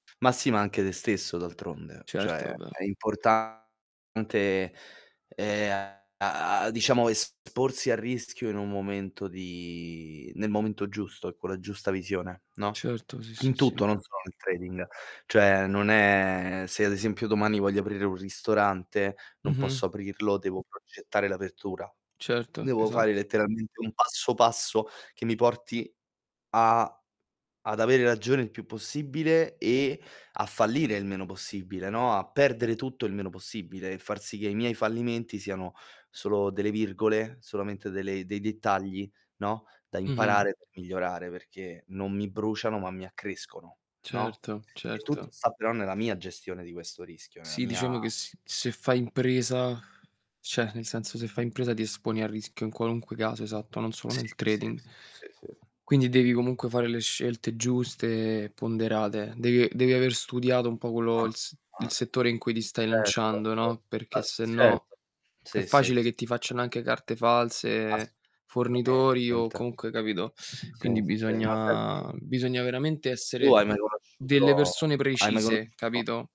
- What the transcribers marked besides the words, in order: tapping; distorted speech; drawn out: "di"; "Cioè" said as "ceh"; drawn out: "è"; other background noise; "cioè" said as "ceh"; static; drawn out: "bisogna"
- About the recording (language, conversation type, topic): Italian, unstructured, Come reagisci quando senti storie di persone che perdono tutto a causa dei soldi?